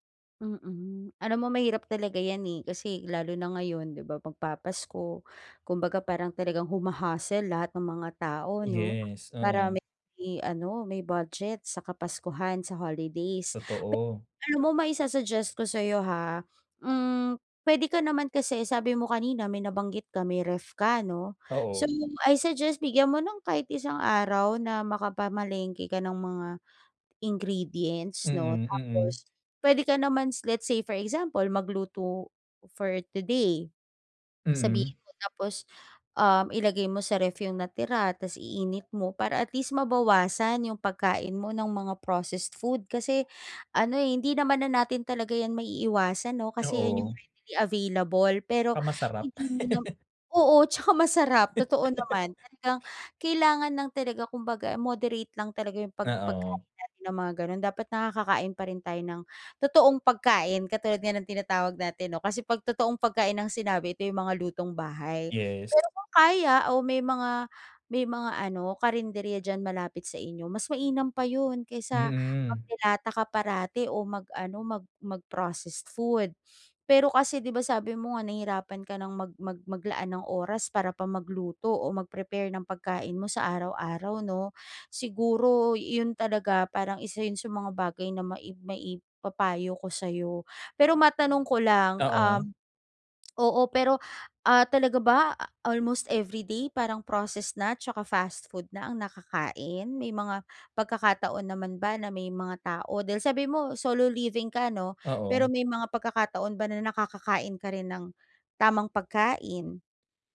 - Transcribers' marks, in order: other background noise; swallow; tapping; chuckle; swallow
- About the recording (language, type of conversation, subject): Filipino, advice, Paano ako makakaplano ng mga pagkain para sa buong linggo?